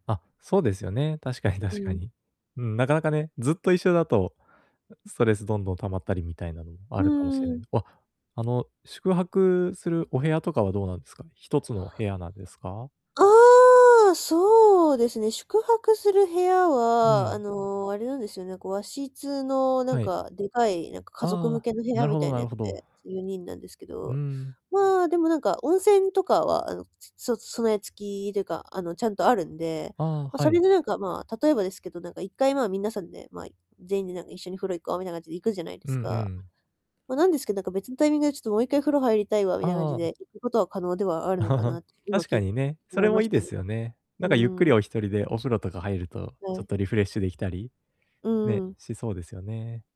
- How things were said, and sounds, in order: laughing while speaking: "確かに 確かに"; surprised: "あ"; chuckle
- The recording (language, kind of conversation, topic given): Japanese, advice, 旅先でのストレスをどうやって減らせますか？